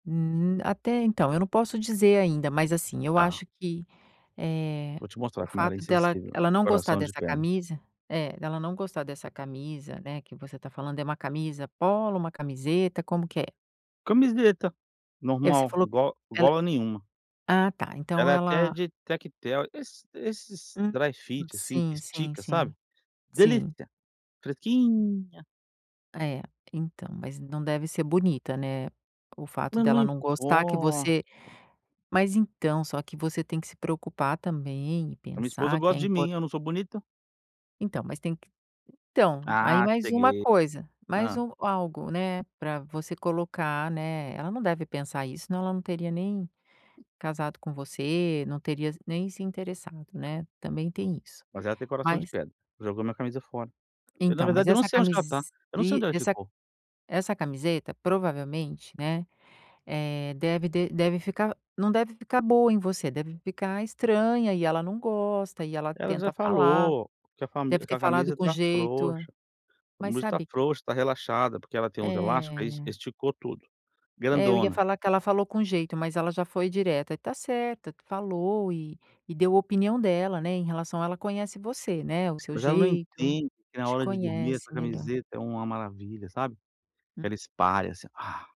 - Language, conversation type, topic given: Portuguese, advice, Como posso desapegar de objetos que têm valor sentimental?
- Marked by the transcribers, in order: in English: "dryfit"; drawn out: "fresquinha"; tapping